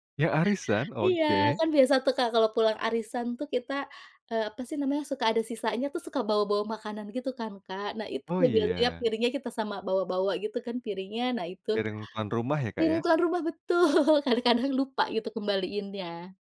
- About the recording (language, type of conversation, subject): Indonesian, podcast, Kenapa berbagi makanan bisa membuat hubungan lebih dekat?
- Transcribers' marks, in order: laughing while speaking: "betul"